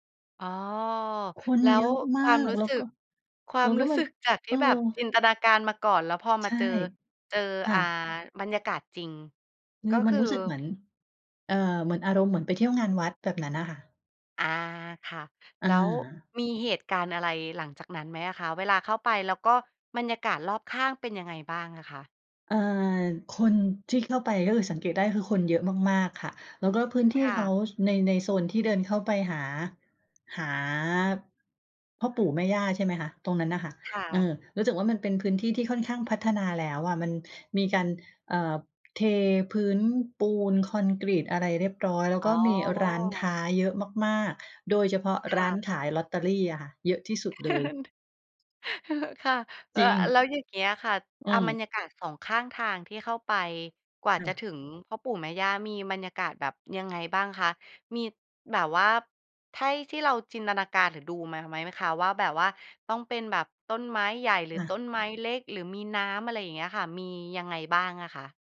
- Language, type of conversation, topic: Thai, podcast, มีสถานที่ไหนที่มีความหมายทางจิตวิญญาณสำหรับคุณไหม?
- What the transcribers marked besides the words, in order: background speech; other background noise; chuckle